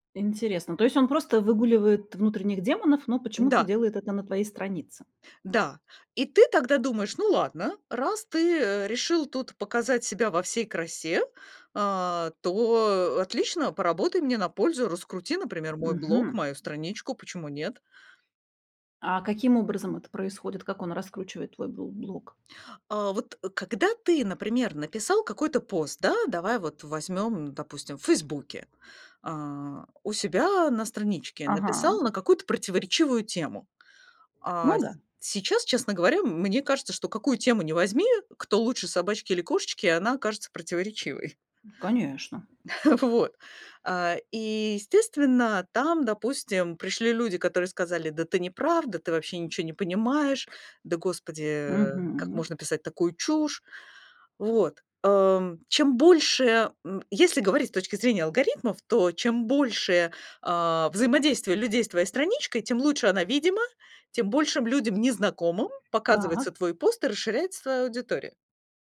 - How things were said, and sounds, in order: other background noise; chuckle
- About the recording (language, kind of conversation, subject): Russian, podcast, Как вы реагируете на критику в социальных сетях?